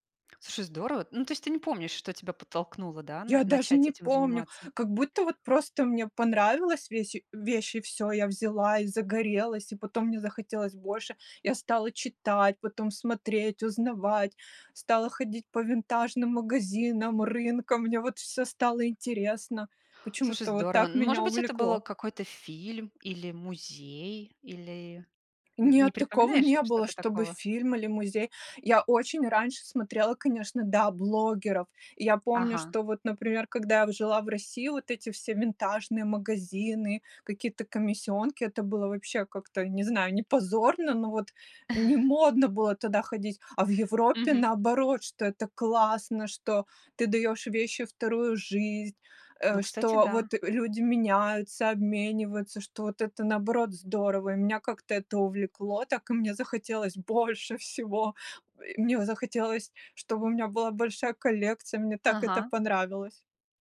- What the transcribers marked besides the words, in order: other background noise; chuckle
- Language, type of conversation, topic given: Russian, podcast, Какое у вас любимое хобби и как и почему вы им увлеклись?